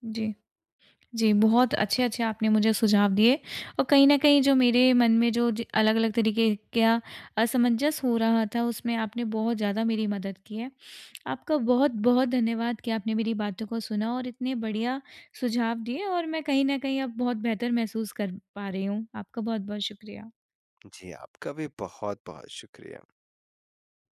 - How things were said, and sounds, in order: none
- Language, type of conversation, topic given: Hindi, advice, मैं किसी के लिए उपयुक्त और खास उपहार कैसे चुनूँ?